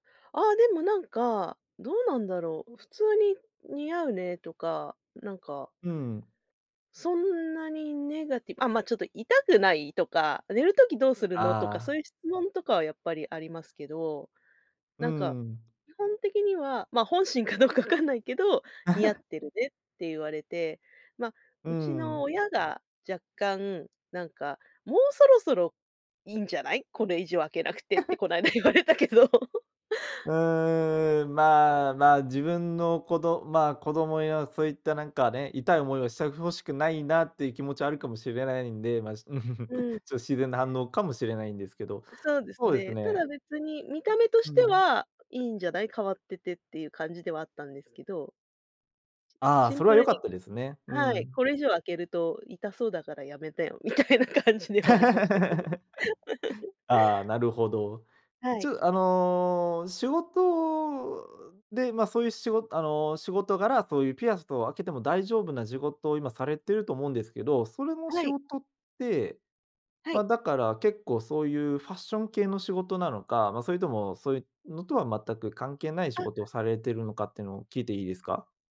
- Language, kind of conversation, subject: Japanese, podcast, 自分らしさを表すアイテムは何だと思いますか？
- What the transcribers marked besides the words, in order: laugh; laugh; other noise; laughing while speaking: "言われたけど"; chuckle; other background noise; laughing while speaking: "みたいな感じではありましたけどね"; laugh; laugh; "仕事" said as "じごと"